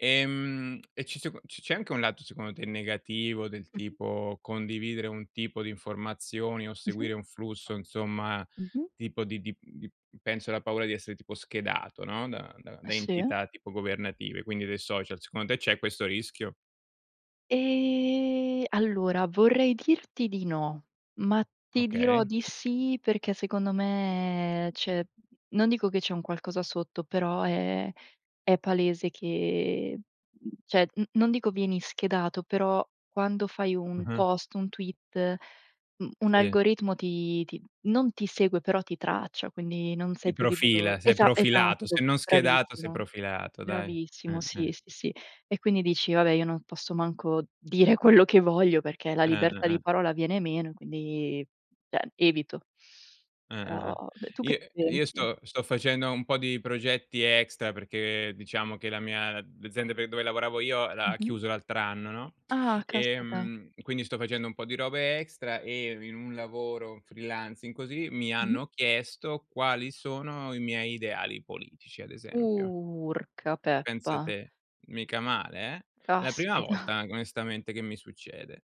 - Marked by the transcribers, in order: lip smack; tapping; "cioè" said as "ceh"; laughing while speaking: "dire quello che voglio"; "cioè" said as "ceh"; in English: "freelancing"; drawn out: "Urca"; laughing while speaking: "Caspita"
- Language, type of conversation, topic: Italian, unstructured, Come pensi che i social media influenzino le notizie quotidiane?